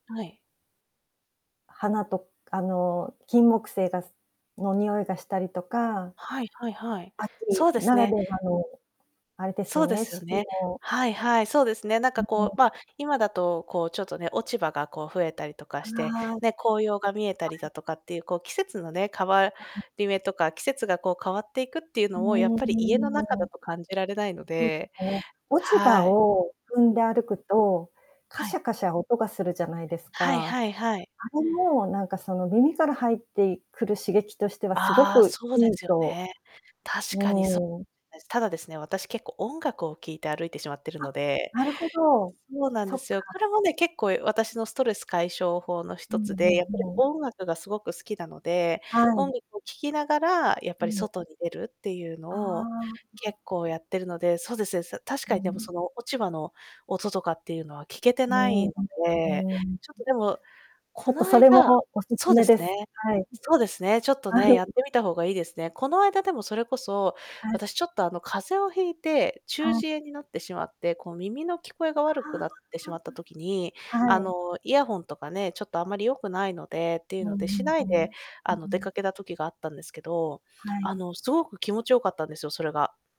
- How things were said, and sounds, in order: unintelligible speech; distorted speech; unintelligible speech; laughing while speaking: "はい"
- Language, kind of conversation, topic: Japanese, podcast, ストレスを感じたとき、どのように解消していますか？
- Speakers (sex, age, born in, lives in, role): female, 30-34, Japan, Poland, guest; female, 55-59, Japan, Japan, host